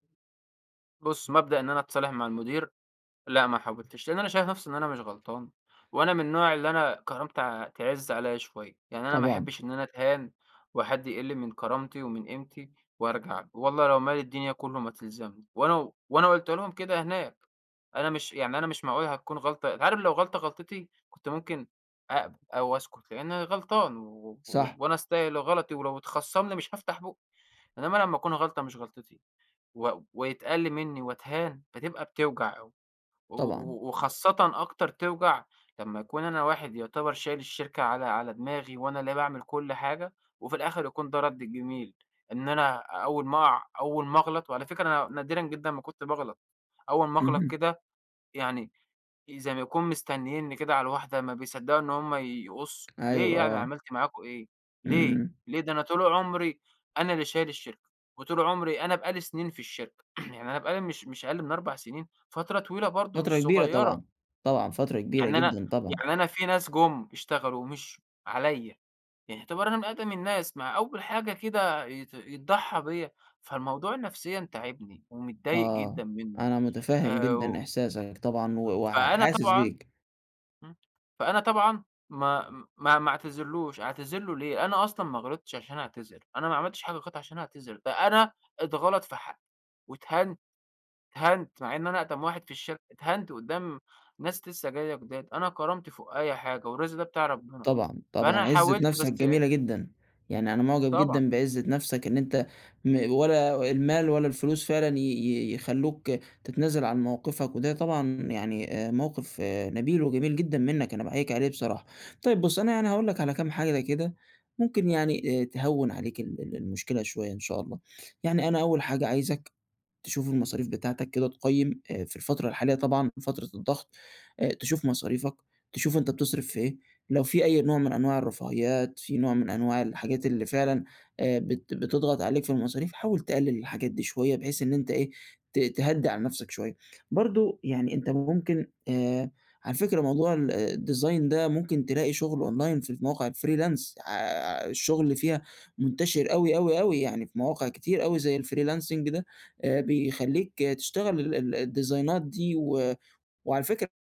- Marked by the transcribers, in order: throat clearing; tapping; in English: "ال design"; in English: "أونلاين"; in English: "ال freelance"; in English: "ال freelancing"; in English: "الديزاينات"
- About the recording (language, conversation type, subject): Arabic, advice, إزاي بتتعامل مع فقد الشغل وعدم وضوح مسارك المهني؟
- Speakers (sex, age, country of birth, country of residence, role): male, 20-24, United Arab Emirates, Egypt, advisor; male, 25-29, Egypt, Egypt, user